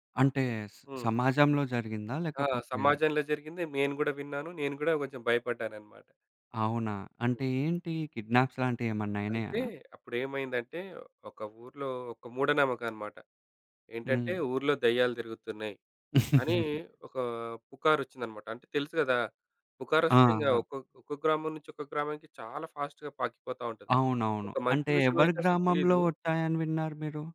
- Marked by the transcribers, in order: in English: "కిడ్నాప్స్"; tapping; chuckle; in English: "ఫాస్ట్‌గా"; other background noise; "ఒచ్చాయని" said as "ఒట్టాయని"
- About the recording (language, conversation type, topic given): Telugu, podcast, మీరు చిన్నప్పుడు వినిన కథలు ఇంకా గుర్తున్నాయా?